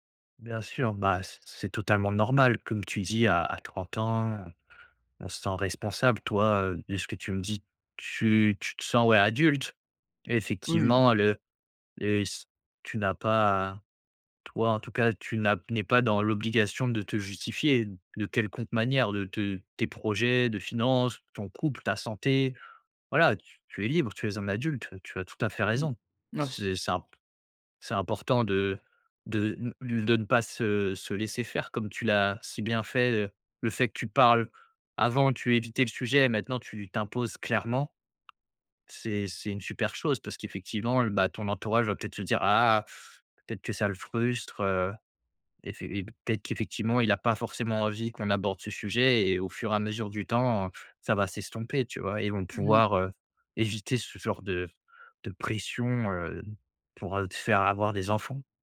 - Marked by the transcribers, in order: none
- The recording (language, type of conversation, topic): French, advice, Comment gérez-vous la pression familiale pour avoir des enfants ?